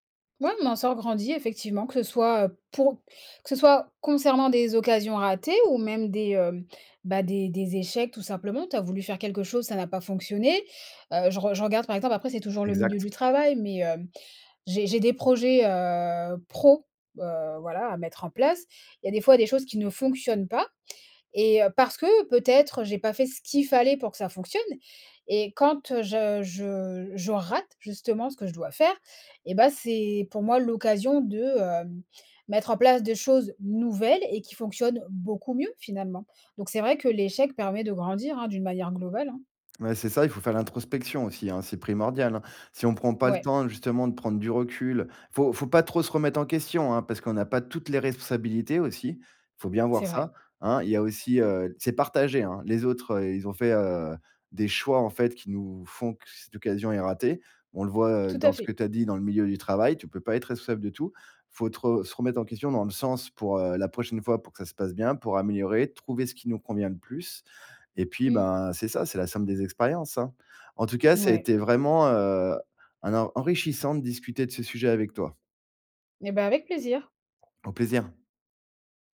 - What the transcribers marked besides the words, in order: other background noise; stressed: "nouvelles"; stressed: "beaucoup"; stressed: "toutes"
- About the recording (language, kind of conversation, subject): French, podcast, Quelle opportunité manquée s’est finalement révélée être une bénédiction ?